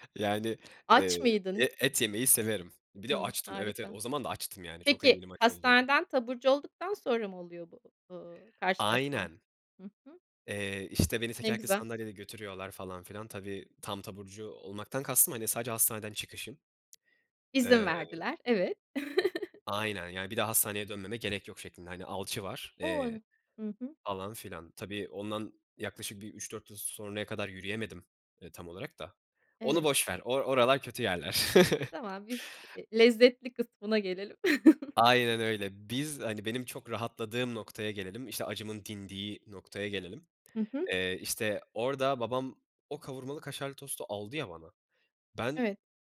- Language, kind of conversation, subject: Turkish, podcast, Çocukluğundan en sevdiğin yemek anısı hangisi?
- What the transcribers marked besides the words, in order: tapping; other background noise; chuckle; chuckle; chuckle